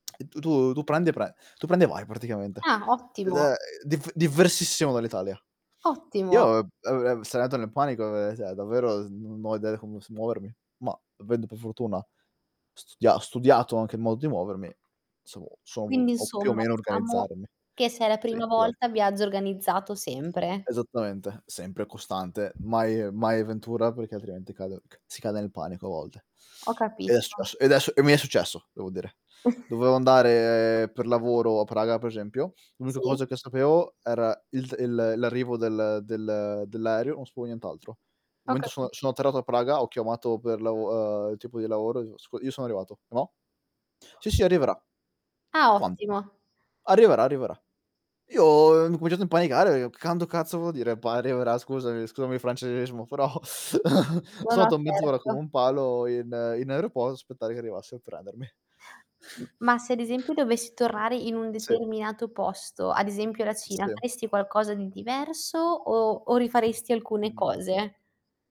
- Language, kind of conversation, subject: Italian, unstructured, Qual è il viaggio più bello che hai fatto?
- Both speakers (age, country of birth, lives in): 25-29, Italy, Italy; 25-29, Italy, Italy
- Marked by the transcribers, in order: tongue click; static; "diversissimo" said as "divversissimo"; unintelligible speech; "cioè" said as "ceh"; other background noise; distorted speech; chuckle; "dico" said as "ico"; laughing while speaking: "però"; chuckle; "stato" said as "ato"; sigh